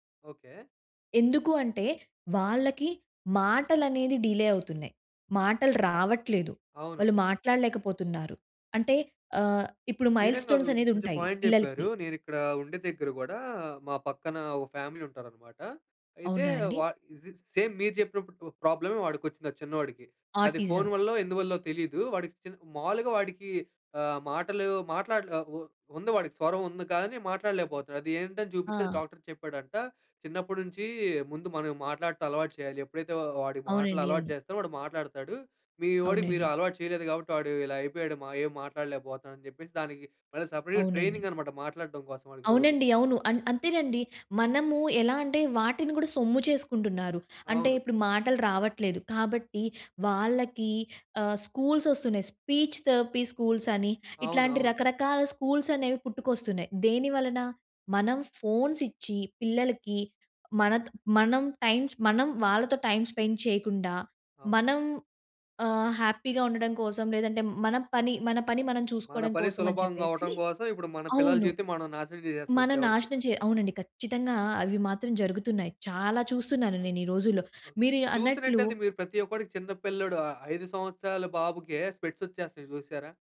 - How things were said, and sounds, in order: in English: "డిలే"; in English: "మైల్ స్టోన్స్"; in English: "పాయింట్"; in English: "ఫ్యామిలీ"; in English: "సేమ్"; in English: "ఆటిజం"; in English: "సెపరేట్ ట్రైనింగ్"; in English: "స్కూల్స్"; in English: "స్పీచ్ థెరపీ స్కూల్స్"; in English: "స్కూల్స్"; in English: "స్పెండ్"; in English: "హ్యాపీగా"; other noise; in English: "స్పెక్ట్స్"
- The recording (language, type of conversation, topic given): Telugu, podcast, పిల్లల ఫోన్ వినియోగ సమయాన్ని పర్యవేక్షించాలా వద్దా అనే విషయంలో మీరు ఎలా నిర్ణయం తీసుకుంటారు?